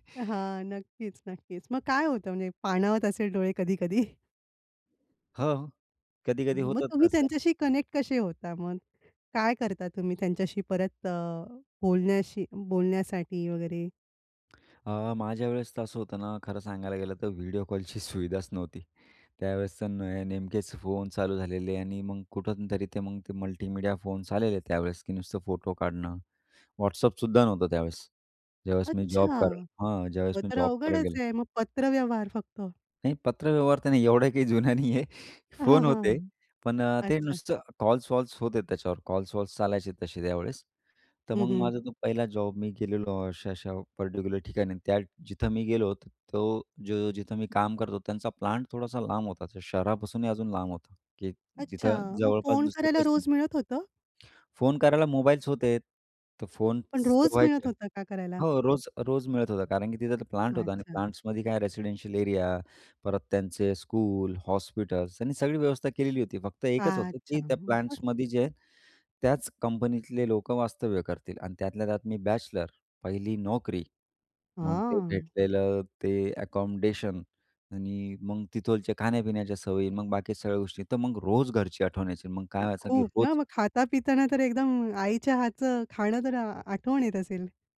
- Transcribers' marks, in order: tapping; laughing while speaking: "कधी-कधी?"; in English: "कनेक्ट"; other background noise; chuckle; in English: "रेसिडेन्शियल"; in English: "स्कूल"; in English: "बॅचलर"; drawn out: "हां"
- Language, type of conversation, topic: Marathi, podcast, लांब राहूनही कुटुंबाशी प्रेम जपण्यासाठी काय कराल?